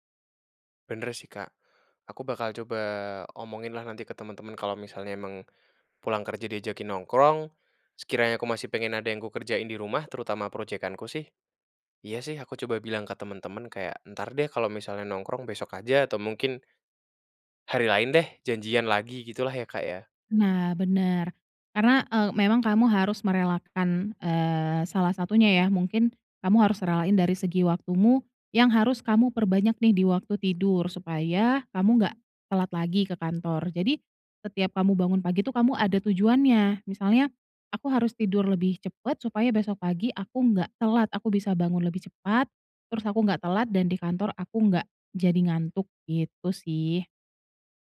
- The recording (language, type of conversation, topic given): Indonesian, advice, Mengapa Anda sulit bangun pagi dan menjaga rutinitas?
- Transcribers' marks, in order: none